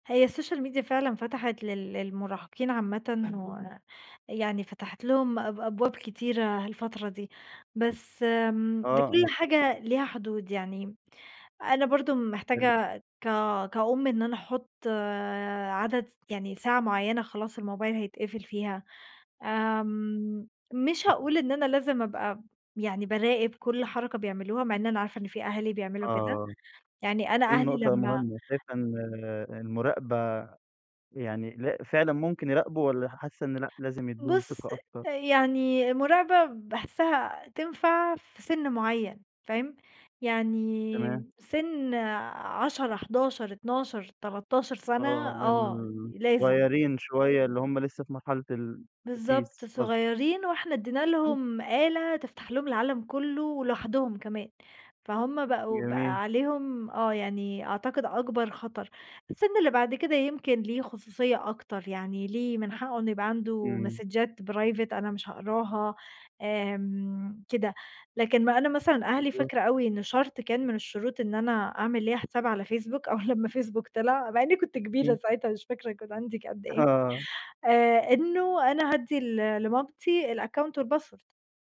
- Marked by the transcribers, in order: in English: "السوشيال ميديا"; other background noise; tapping; in English: "الموبايل"; unintelligible speech; in English: "مسدجات Private"; laughing while speaking: "أول لمّا فيسبوك طلع، مع … عندي قد إيه"; in English: "الaccount والpassword"
- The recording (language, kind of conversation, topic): Arabic, podcast, إيه رأيك في السوشيال ميديا وتأثيرها علينا؟